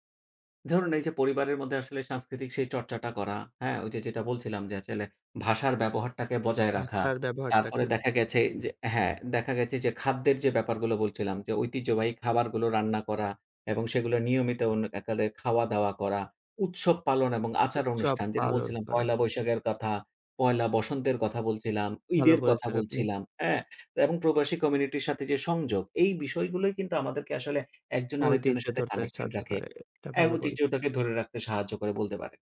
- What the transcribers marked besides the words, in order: "আসলে" said as "আচেলে"
- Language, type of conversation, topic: Bengali, podcast, বিদেশে থাকলে তুমি কীভাবে নিজের সংস্কৃতি রক্ষা করো?